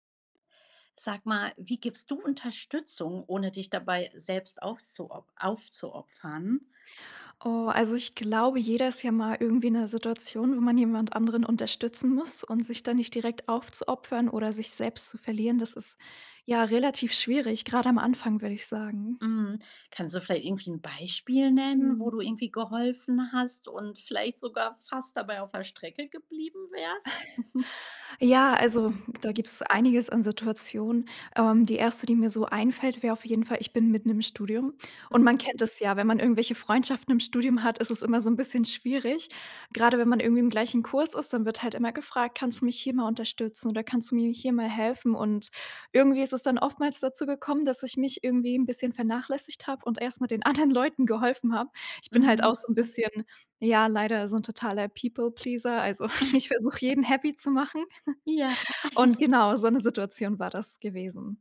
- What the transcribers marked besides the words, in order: giggle; unintelligible speech; laughing while speaking: "anderen"; other background noise; giggle; in English: "People Pleaser"; chuckle; laugh; chuckle
- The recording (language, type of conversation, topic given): German, podcast, Wie gibst du Unterstützung, ohne dich selbst aufzuopfern?